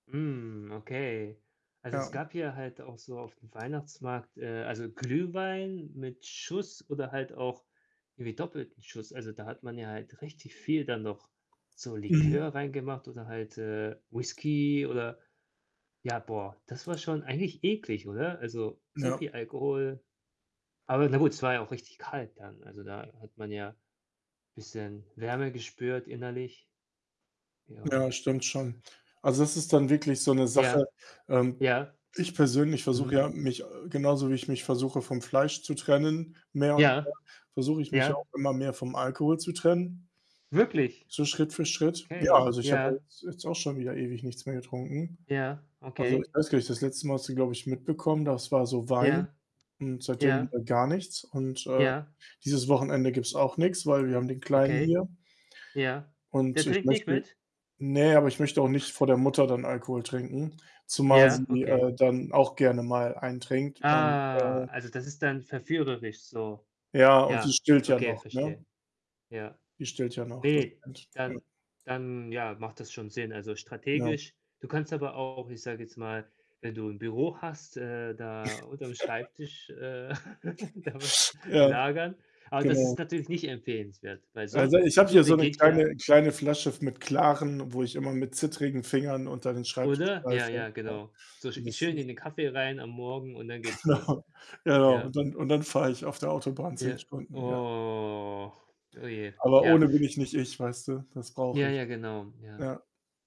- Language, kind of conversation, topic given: German, unstructured, Welche Trends zeichnen sich bei Weihnachtsgeschenken für Mitarbeiter ab?
- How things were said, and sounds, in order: other background noise; tapping; distorted speech; chuckle; drawn out: "Ah"; chuckle; laughing while speaking: "da was"; chuckle; laughing while speaking: "genau, genau"; drawn out: "Oh"